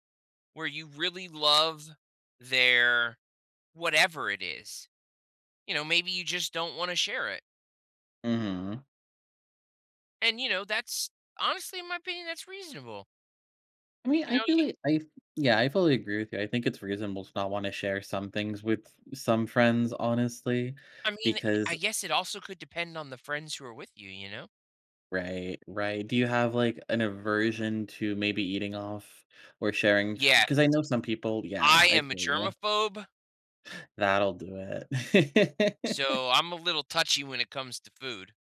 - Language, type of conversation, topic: English, unstructured, How should I split a single dessert or shared dishes with friends?
- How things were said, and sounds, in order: gasp; laugh